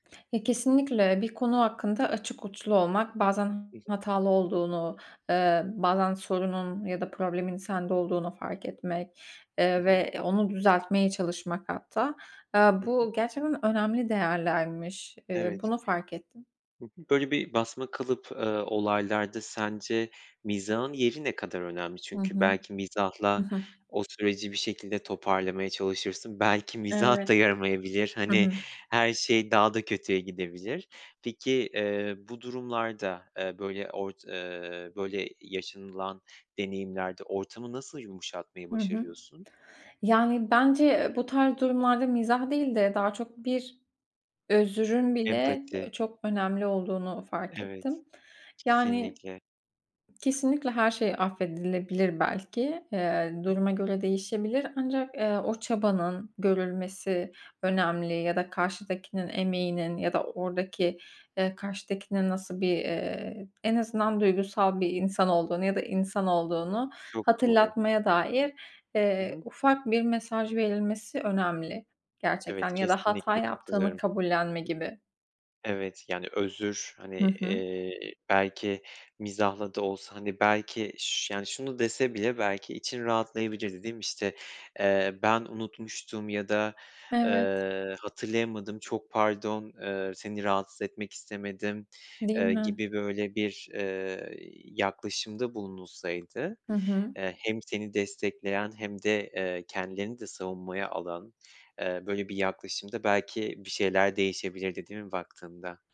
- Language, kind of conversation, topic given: Turkish, podcast, Kültürel stereotiplerle karşılaştığında genellikle ne yapıyorsun?
- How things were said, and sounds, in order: other background noise